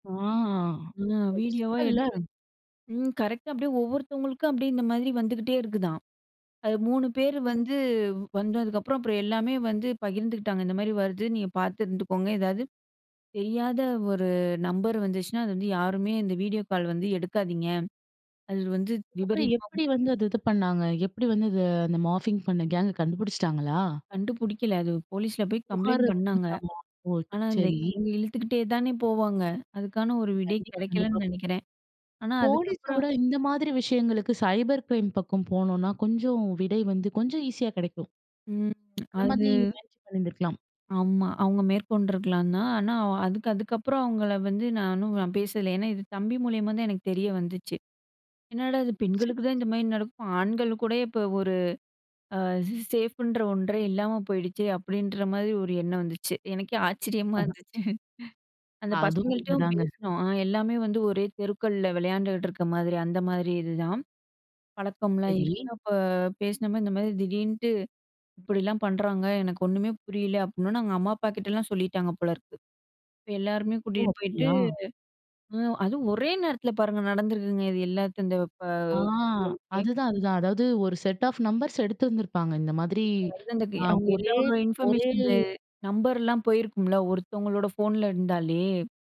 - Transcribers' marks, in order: drawn out: "ஆ"; other noise; in English: "மார்ஃபிங்"; in English: "கேங்க்க"; other background noise; in English: "சைபர் கிரைம்"; snort; in English: "செட் ஆஃப் நம்பர்ஸ்"; unintelligible speech; in English: "இன்ஃபர்மேஷன்ஸ்ல"
- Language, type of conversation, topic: Tamil, podcast, ஒரு தவறு ஆன்லைனில் நடந்தால் அதை நீங்கள் எப்படி சமாளிப்பீர்கள்?